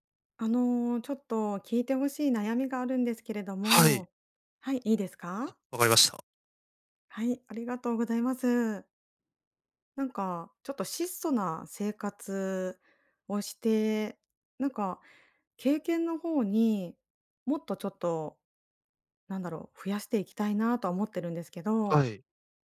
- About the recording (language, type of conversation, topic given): Japanese, advice, 簡素な生活で経験を増やすにはどうすればよいですか？
- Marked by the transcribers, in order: other background noise